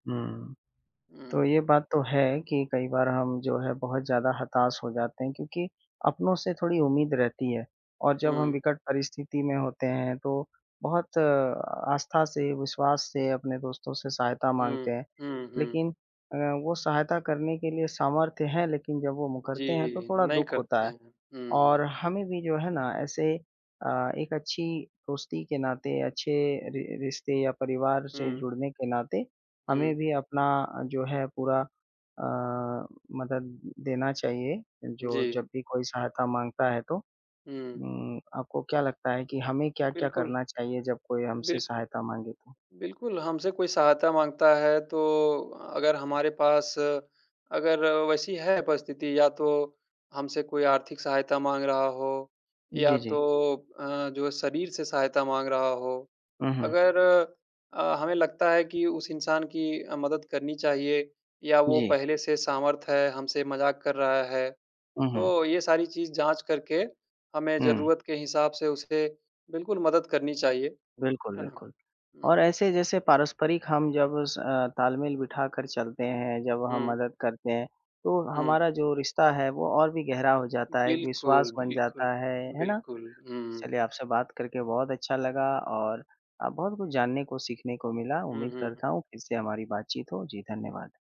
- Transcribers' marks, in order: other background noise
- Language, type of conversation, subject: Hindi, unstructured, दोस्तों या परिवार से मदद माँगना कितना महत्वपूर्ण है?